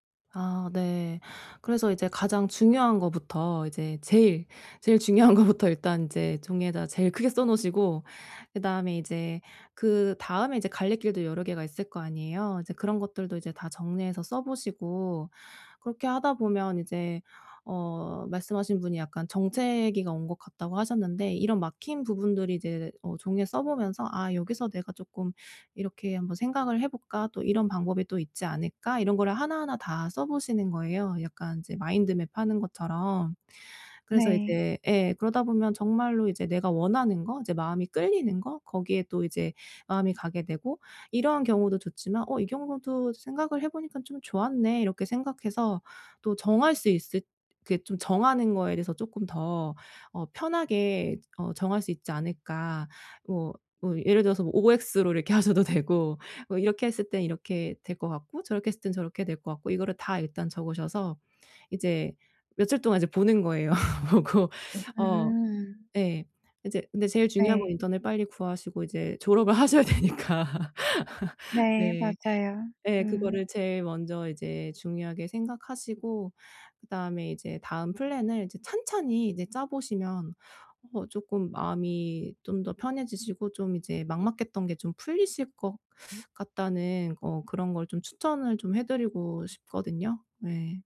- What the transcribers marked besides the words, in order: laughing while speaking: "중요한 것부터"; laughing while speaking: "하셔도"; laughing while speaking: "거예요. 보고"; laughing while speaking: "졸업을 하셔야 되니까"; laugh
- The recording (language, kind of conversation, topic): Korean, advice, 정체기를 어떻게 극복하고 동기를 꾸준히 유지할 수 있을까요?